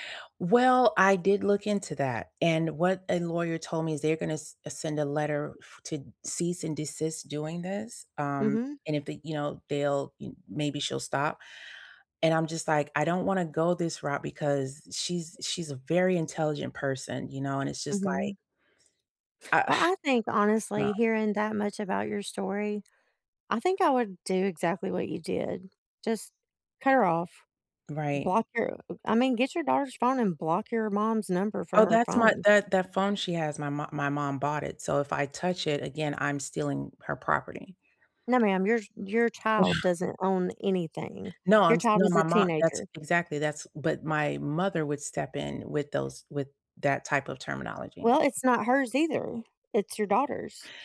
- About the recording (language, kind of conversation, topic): English, unstructured, How can I rebuild trust after a disagreement?
- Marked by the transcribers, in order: other background noise; sigh; tapping; scoff